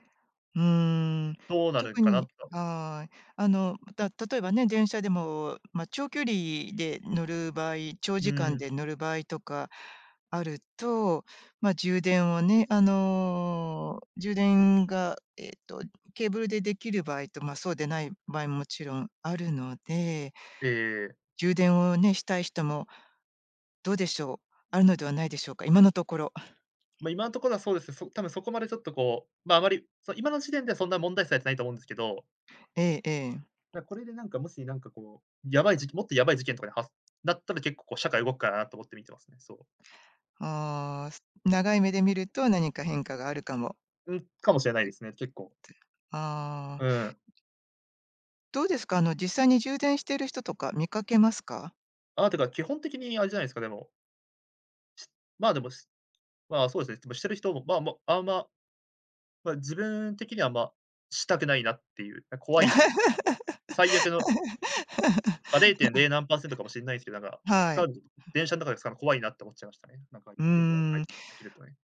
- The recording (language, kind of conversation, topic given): Japanese, podcast, 電車内でのスマホの利用マナーで、あなたが気になることは何ですか？
- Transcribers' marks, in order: unintelligible speech; laugh; unintelligible speech